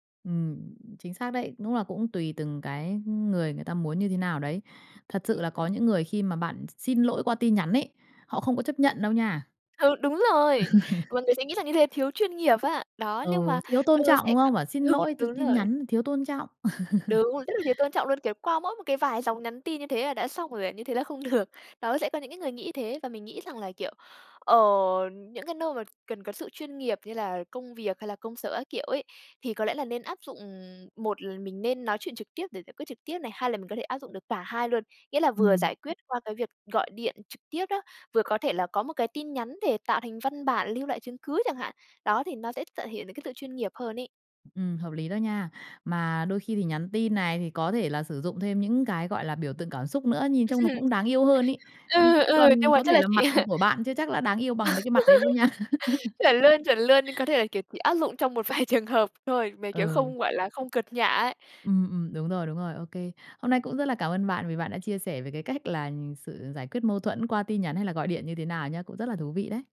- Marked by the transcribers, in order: other background noise; laughing while speaking: "Ừ"; tapping; laugh; laugh; laugh; laughing while speaking: "vài"; laughing while speaking: "cách"
- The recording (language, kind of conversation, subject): Vietnamese, podcast, Bạn thường chọn nhắn tin hay gọi điện để giải quyết mâu thuẫn, và vì sao?